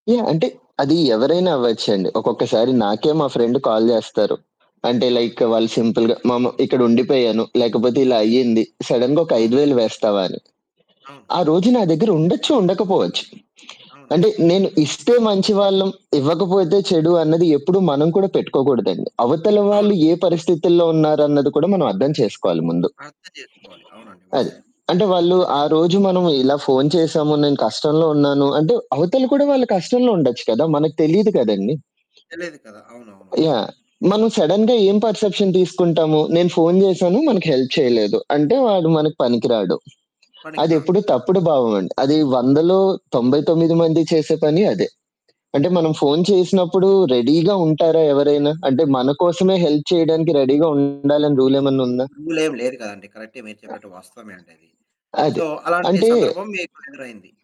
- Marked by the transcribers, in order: other background noise; in English: "ఫ్రెండ్ కాల్"; in English: "లైక్"; in English: "సింపుల్‌గా"; in English: "సడెన్‌గా"; in English: "సడెన్‌గా"; in English: "పర్‌సెప్షన్"; in English: "హెల్ప్"; in English: "రెడీగా"; in English: "హెల్ప్"; in English: "రెడీగా"; distorted speech; in English: "సో"
- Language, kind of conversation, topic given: Telugu, podcast, కష్ట సమయంలో మీ చుట్టూ ఉన్నవారు మీకు ఎలా సహాయం చేశారు?